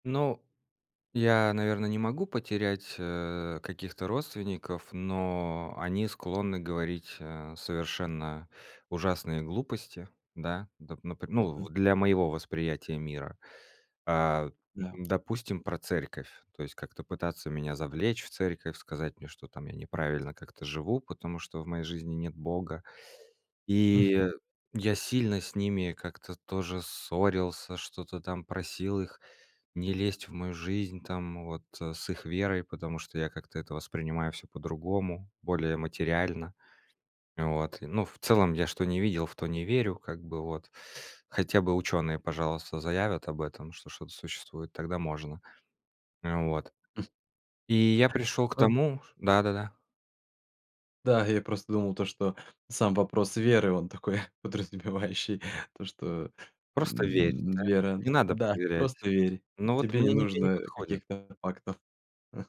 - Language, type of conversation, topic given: Russian, podcast, Расскажи о моменте, когда ты по-настоящему изменился?
- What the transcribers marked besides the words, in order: tapping; chuckle; chuckle; laughing while speaking: "подразумевающий"; chuckle